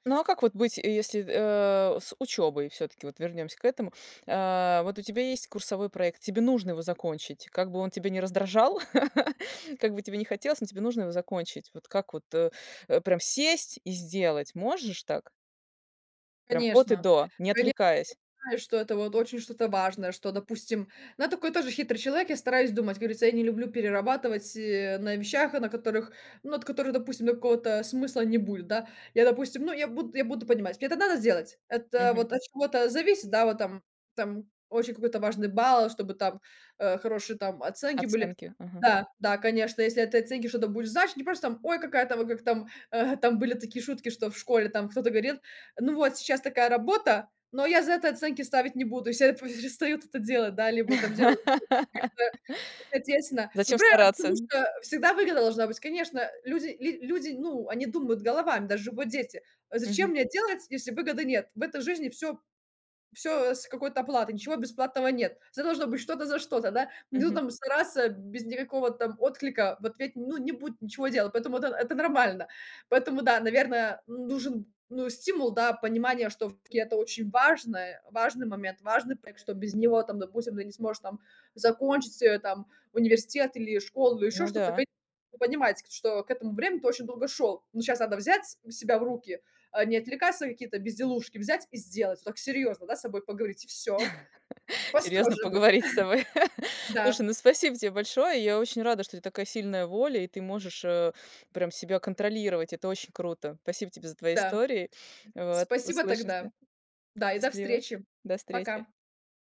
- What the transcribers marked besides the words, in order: laugh; laugh; laughing while speaking: "перестают"; laugh; chuckle
- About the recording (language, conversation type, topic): Russian, podcast, Что вы делаете, чтобы не отвлекаться во время важной работы?